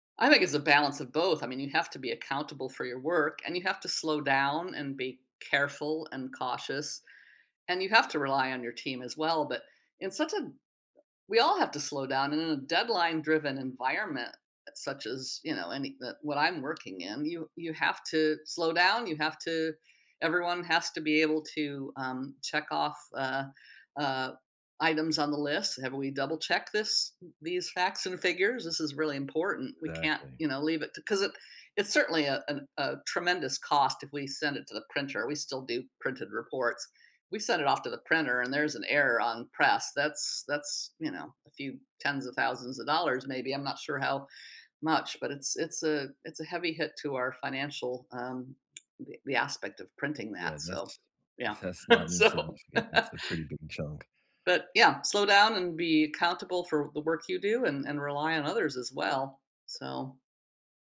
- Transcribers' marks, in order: tapping; chuckle; laughing while speaking: "So"; chuckle
- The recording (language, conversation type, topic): English, unstructured, What is a lesson you learned from a mistake?
- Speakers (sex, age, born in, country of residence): female, 65-69, United States, United States; male, 55-59, United States, United States